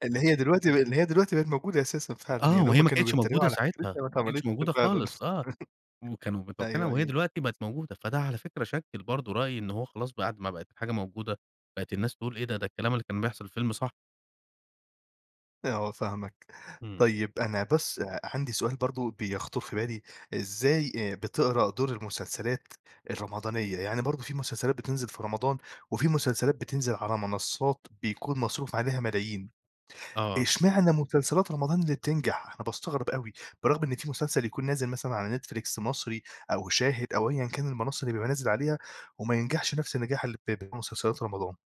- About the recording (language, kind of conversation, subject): Arabic, podcast, إيه رأيك في دور المسلسلات في تشكيل رأي الناس؟
- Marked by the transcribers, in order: unintelligible speech; chuckle